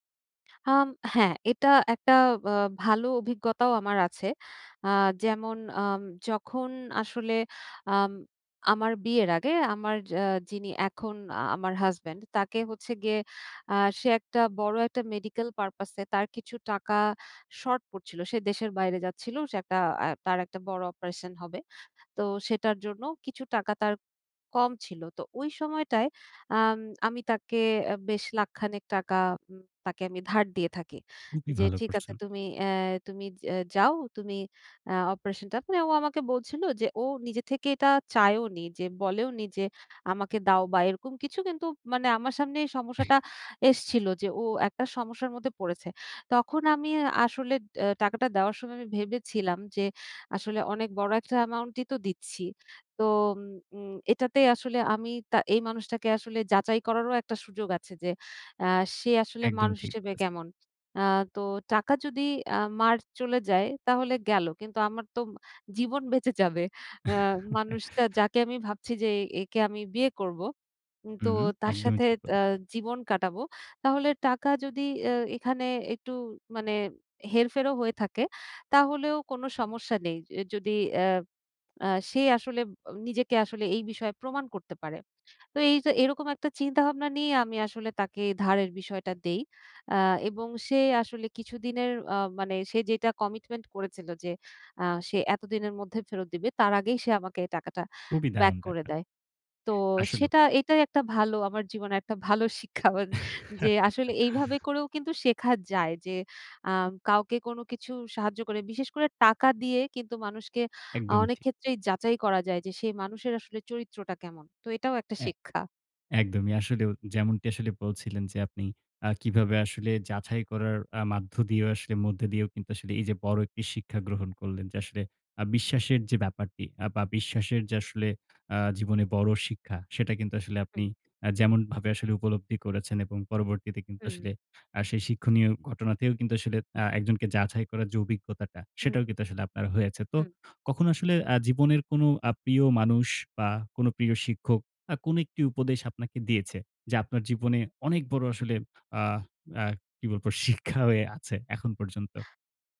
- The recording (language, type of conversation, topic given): Bengali, podcast, জীবনে সবচেয়ে বড় শিক্ষা কী পেয়েছো?
- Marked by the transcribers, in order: in English: "purpose"; sneeze; chuckle; laughing while speaking: "শিক্ষা"; unintelligible speech; chuckle; tapping; "যাচাই" said as "যাছাই"; "যাচাই" said as "যাছাই"